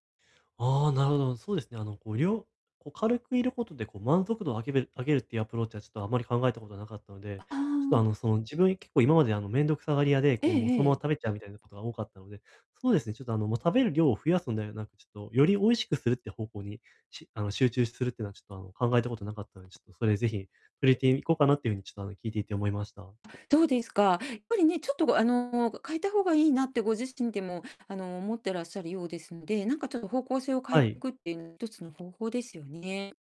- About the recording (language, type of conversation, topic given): Japanese, advice, 間食が多くて困っているのですが、どうすれば健康的に間食を管理できますか？
- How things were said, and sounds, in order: distorted speech; other background noise; tapping